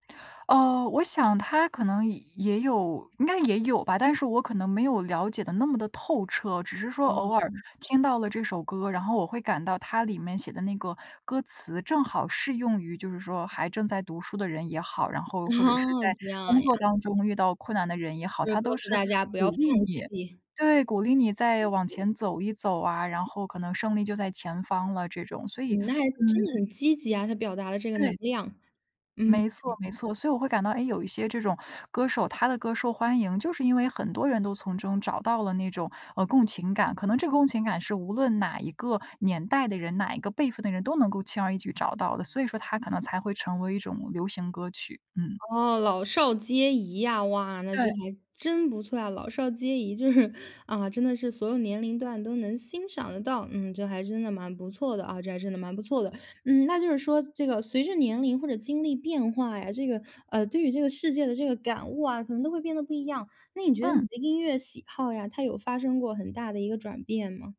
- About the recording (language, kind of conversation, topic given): Chinese, podcast, 在你人生的不同阶段，音乐是如何陪伴你的？
- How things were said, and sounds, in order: chuckle; other background noise; laughing while speaking: "是"